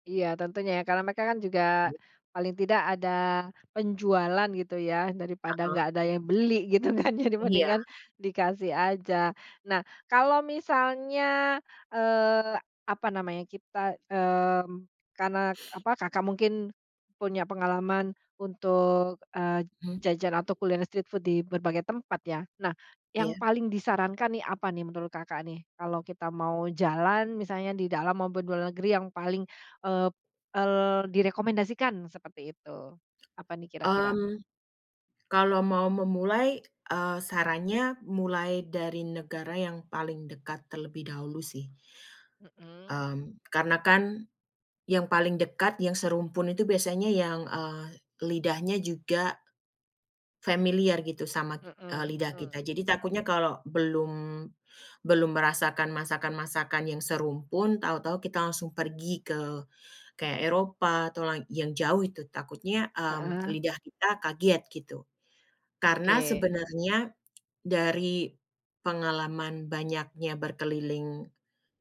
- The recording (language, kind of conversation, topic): Indonesian, podcast, Ceritakan pengalaman makan jajanan kaki lima yang paling berkesan?
- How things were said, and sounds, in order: unintelligible speech; laughing while speaking: "gitu kan ya"; sniff; tapping; in English: "street food"